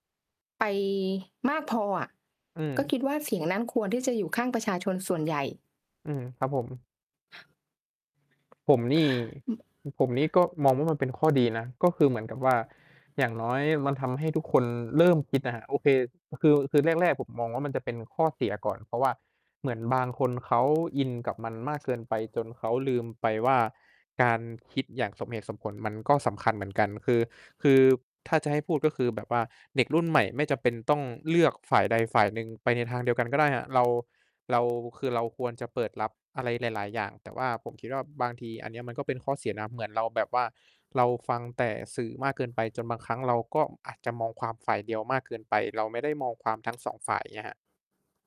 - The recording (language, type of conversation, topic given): Thai, unstructured, คุณคิดว่าประชาชนควรมีส่วนร่วมทางการเมืองมากแค่ไหน?
- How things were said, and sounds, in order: mechanical hum; tapping